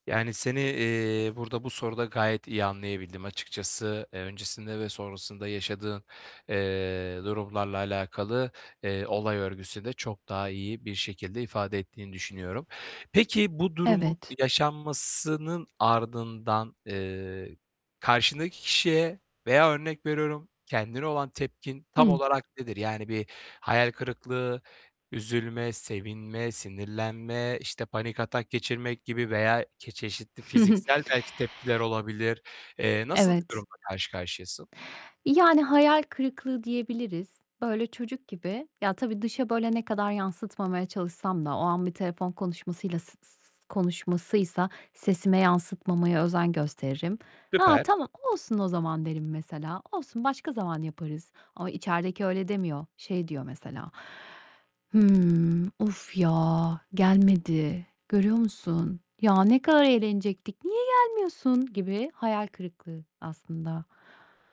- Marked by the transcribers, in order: distorted speech; other background noise; tapping; chuckle; put-on voice: "Hımm, of ya gelmedi, görüyor musun? Ya, ne kadar eğlenecektik, niye gelmiyorsun"
- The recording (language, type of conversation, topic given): Turkish, advice, Reddedilmeyi kişisel bir başarısızlık olarak görmeyi bırakmak için nereden başlayabilirim?
- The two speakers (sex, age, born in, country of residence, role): female, 40-44, Turkey, United States, user; male, 25-29, Turkey, Bulgaria, advisor